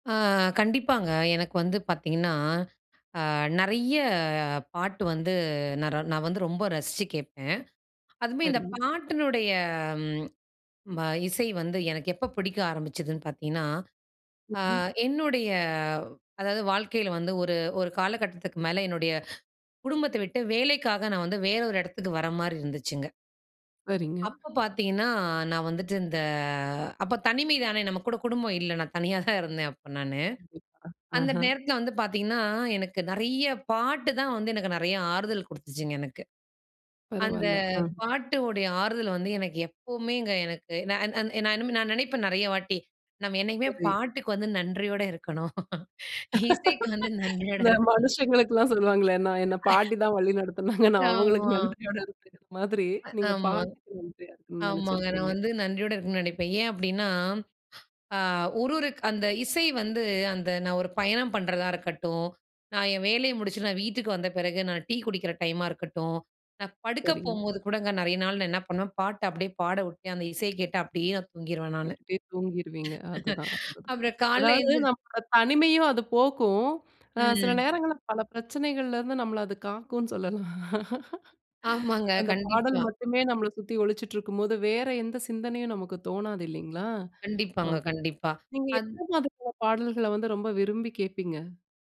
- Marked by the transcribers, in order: "சரிங்க" said as "வரிங்க"; drawn out: "இந்த"; laughing while speaking: "தனியா தான் இருந்தேன், அப்ப நானு"; other background noise; laughing while speaking: "நன்றியோட இருக்கணும். இசைக்கு வந்து நன்றியோடு இருக்கணும்"; tapping; laughing while speaking: "இந்த மனுசங்களுக்குலாம் சொல்வாங்களே. நான் என்ன … நன்றியோடு இருக்ற மாதிரி"; laughing while speaking: "ஆமா"; laughing while speaking: "அப்புறம் காலைல எந்திரு"; chuckle
- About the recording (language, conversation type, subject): Tamil, podcast, ஒரு குறிப்பிட்ட காலத்தின் இசை உனக்கு ஏன் நெருக்கமாக இருக்கும்?